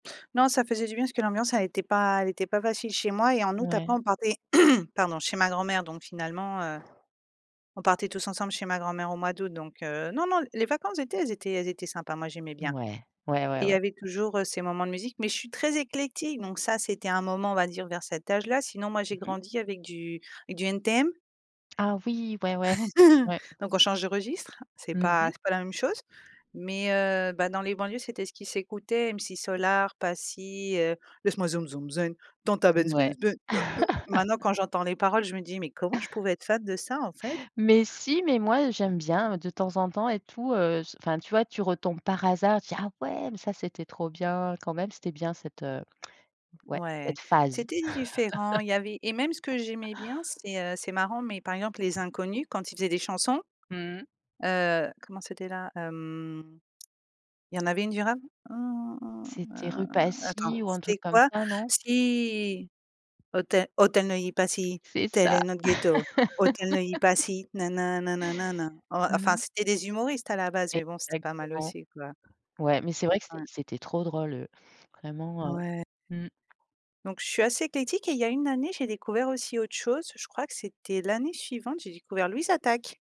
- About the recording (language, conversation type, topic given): French, podcast, Quelle chanson te ramène directement à ton adolescence ?
- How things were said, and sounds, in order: throat clearing; laugh; tapping; singing: "Laisse-moi zoum zoum zen, dans ta benz benz benz, heu, heu"; laugh; laugh; singing: "Auteuil Auteuil Neuilly Passy tel … nin nin nin"; laugh